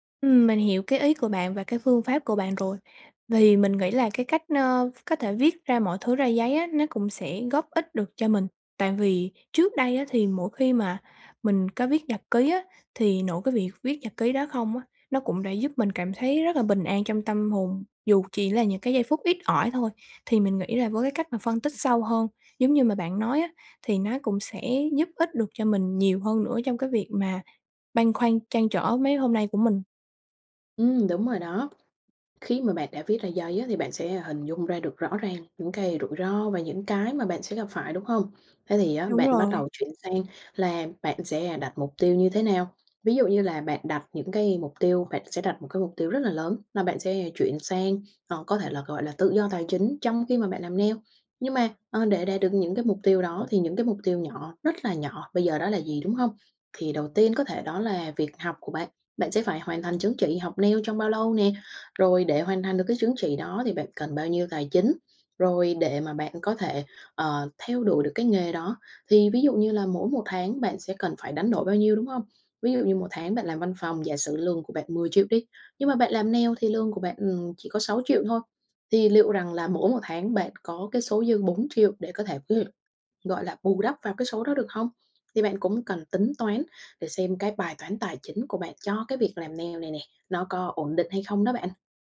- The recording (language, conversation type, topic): Vietnamese, advice, Bạn nên làm gì khi lo lắng về thất bại và rủi ro lúc bắt đầu khởi nghiệp?
- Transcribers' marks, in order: tapping; other background noise; in English: "nail"; in English: "nail"; in English: "nail"; unintelligible speech; in English: "nail"